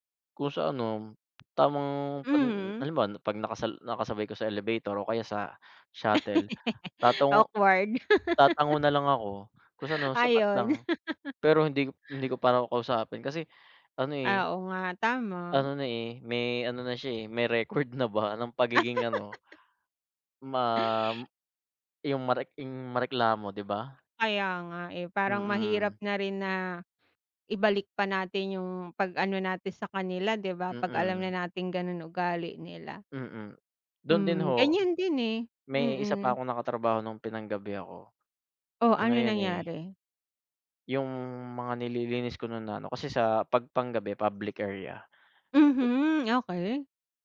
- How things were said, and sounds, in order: "ano" said as "anom"; laugh; laughing while speaking: "Awkward. Ah, 'yon"; laugh; laughing while speaking: "na ba ng pagiging ano"; tapping
- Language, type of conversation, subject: Filipino, unstructured, Ano ang masasabi mo tungkol sa mga taong laging nagrereklamo pero walang ginagawa?